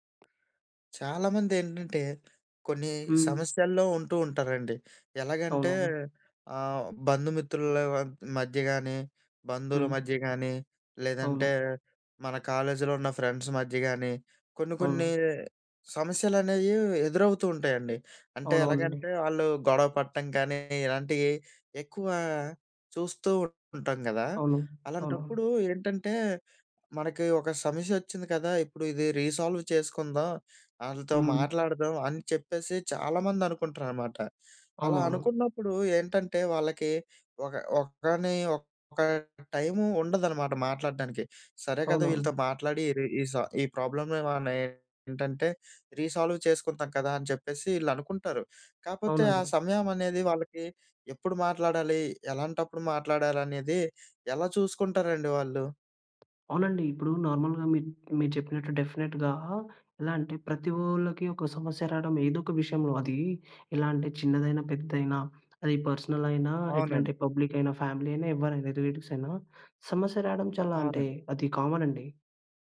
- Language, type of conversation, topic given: Telugu, podcast, సమస్యపై మాట్లాడడానికి సరైన సమయాన్ని మీరు ఎలా ఎంచుకుంటారు?
- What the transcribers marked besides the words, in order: other background noise; in English: "ఫ్రెండ్స్"; in English: "రీసాల్వ్"; in English: "ప్రాబ్లమ్"; in English: "రీసాల్వ్"; tapping; in English: "నార్మల్‌గా"; in English: "డెఫినిట్‌గా"; in English: "ఫ్యామిలీ"; in English: "రిలేటివ్స్"